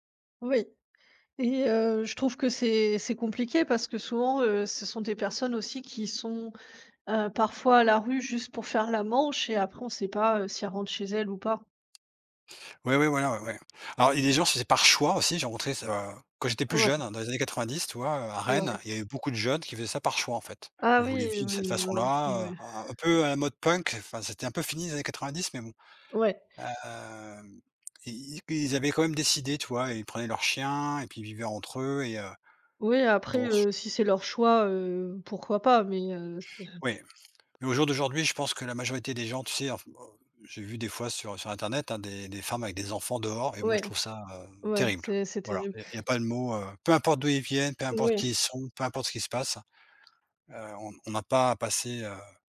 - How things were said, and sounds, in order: tapping; other background noise; stressed: "terrible"
- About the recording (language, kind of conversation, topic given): French, unstructured, Quel est ton avis sur la manière dont les sans-abri sont traités ?